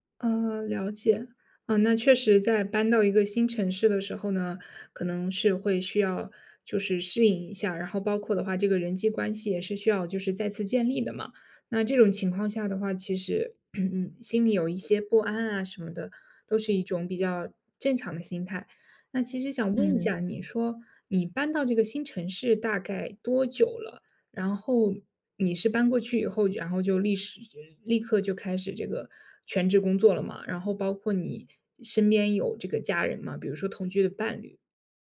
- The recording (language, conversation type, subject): Chinese, advice, 搬到新城市后，我感到孤独和不安，该怎么办？
- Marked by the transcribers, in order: throat clearing; other background noise